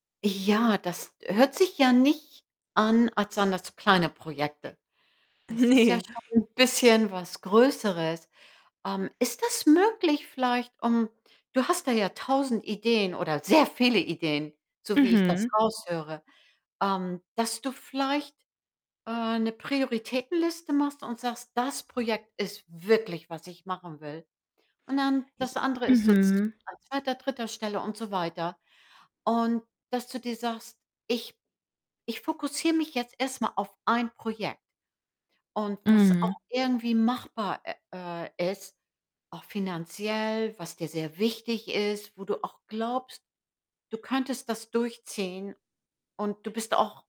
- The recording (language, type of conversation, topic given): German, advice, Warum lässt meine Anfangsmotivation so schnell nach, dass ich Projekte nach wenigen Tagen abbreche?
- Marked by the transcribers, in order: static; distorted speech; laughing while speaking: "Ne"; stressed: "sehr"; stressed: "wirklich"